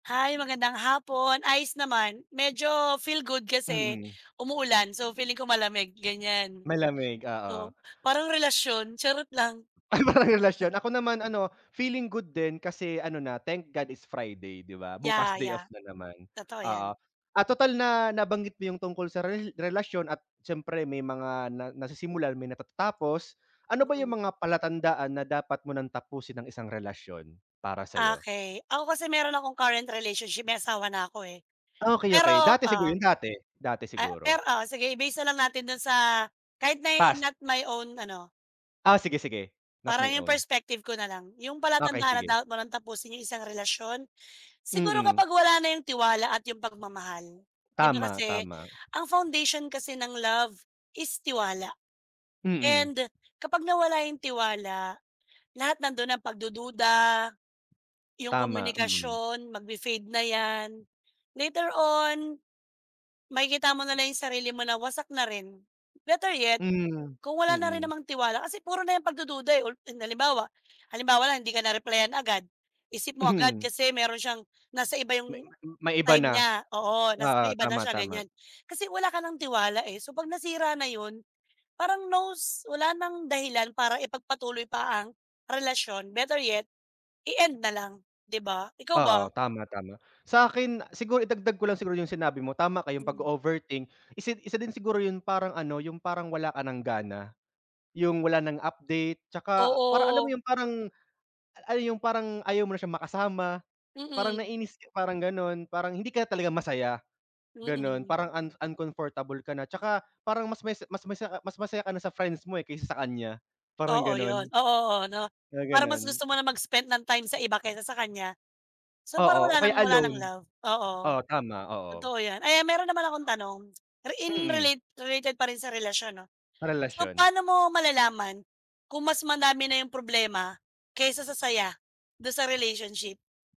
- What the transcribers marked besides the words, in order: laughing while speaking: "Ay parang relasyon"; in English: "thank God it's Friday"; "Yeah, yeah" said as "yah, yah"; in English: "not my own"; in English: "not my own"
- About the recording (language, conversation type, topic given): Filipino, unstructured, Ano ang mga palatandaan na dapat mo nang tapusin ang isang relasyon?